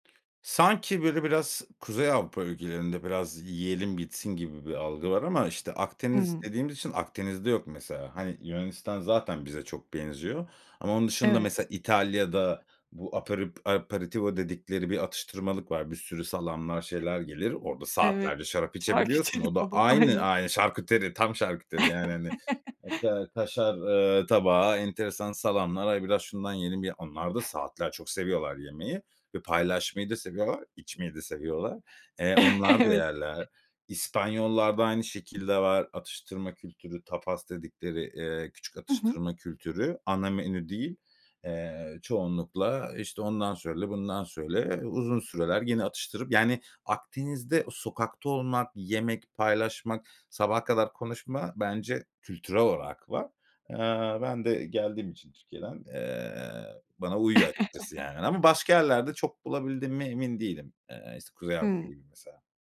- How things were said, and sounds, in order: in Italian: "aperitivo"; laughing while speaking: "şarküteri tabağı, aynen"; chuckle; laughing while speaking: "Evet"; other background noise; in Spanish: "tapas"; chuckle
- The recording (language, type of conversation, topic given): Turkish, podcast, Bir yemeği paylaşmanın insanları nasıl yakınlaştırdığını düşünüyorsun?